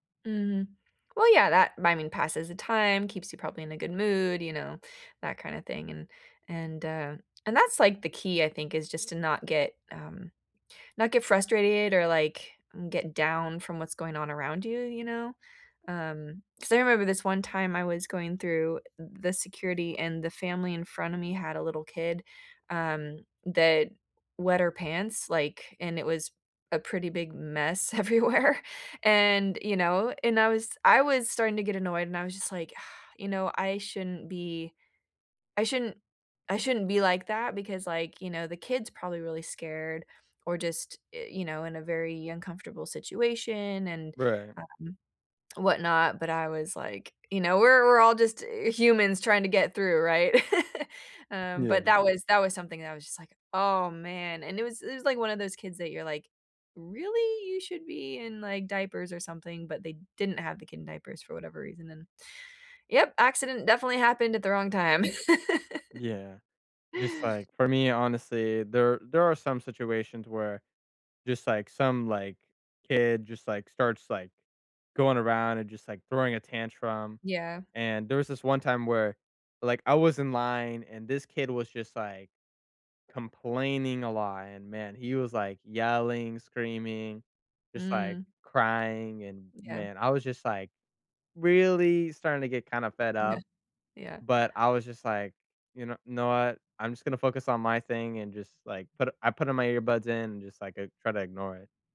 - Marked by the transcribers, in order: laughing while speaking: "everywhere"; sigh; laugh; other background noise; laugh
- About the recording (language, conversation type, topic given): English, unstructured, What frustrates you most about airport security lines?
- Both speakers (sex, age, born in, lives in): female, 40-44, United States, United States; male, 20-24, United States, United States